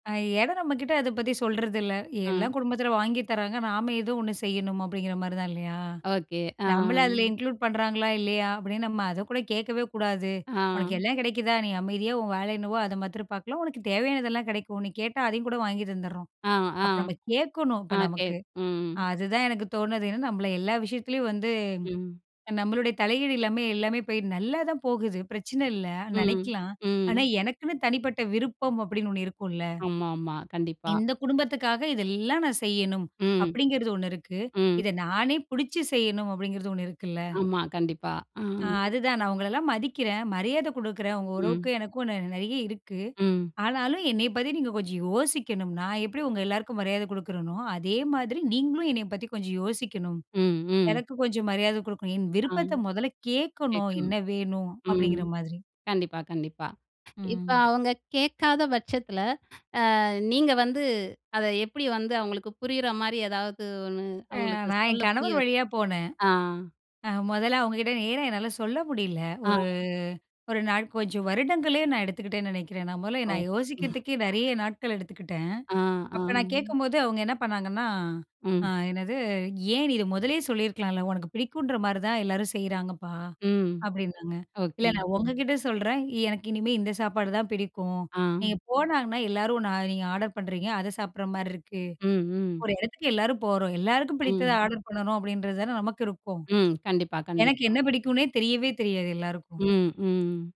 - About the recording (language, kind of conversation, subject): Tamil, podcast, குடும்ப அழுத்தம் இருக்கும் போது உங்கள் தனிப்பட்ட விருப்பத்தை எப்படி காப்பாற்றுவீர்கள்?
- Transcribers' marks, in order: in English: "இன்க்ளூட்"; "அ, ஓகே" said as "அகே"; swallow; chuckle; other noise; drawn out: "ஒரு"; laugh; in English: "ஆர்டர்"; in English: "ஆர்டர்"; tongue click